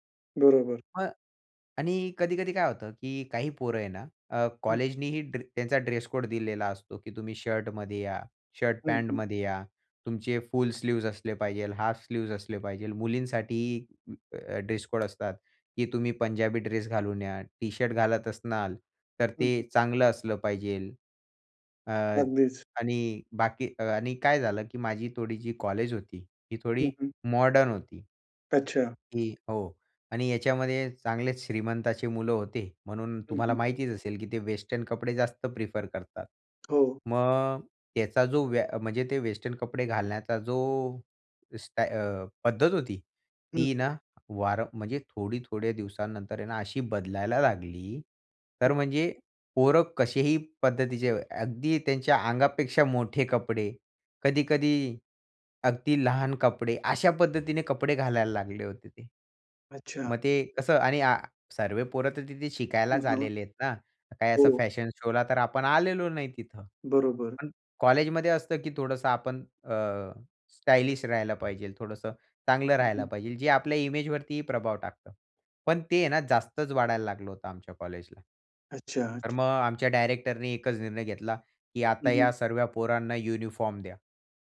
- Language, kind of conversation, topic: Marathi, podcast, शाळा किंवा महाविद्यालयातील पोशाख नियमांमुळे तुमच्या स्वतःच्या शैलीवर कसा परिणाम झाला?
- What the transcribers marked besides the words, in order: in English: "ड्रेस कोड"; in English: "फुल स्लीव्ह्ज"; in English: "हाफ स्लीव्ह्ज"; "पाहिजे" said as "पाहिजेल"; in English: "ड्रेस कोड"; tapping; "असनार" said as "असनाल"; "पाहिजे" said as "पाहिजेल"; in English: "शो"; other noise; in English: "युनिफॉर्म"